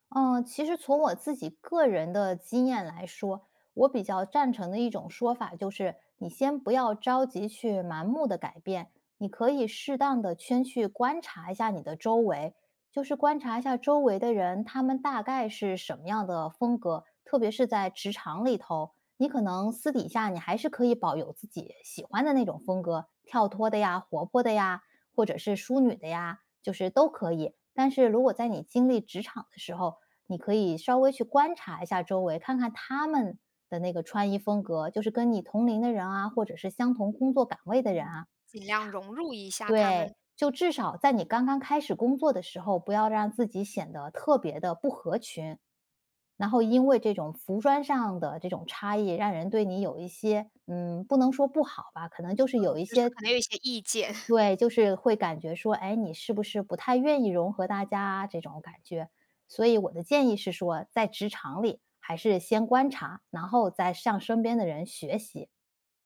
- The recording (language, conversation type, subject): Chinese, podcast, 你有没有过通过改变穿衣风格来重新塑造自己的经历？
- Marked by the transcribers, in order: "先去" said as "圈去"; other background noise; chuckle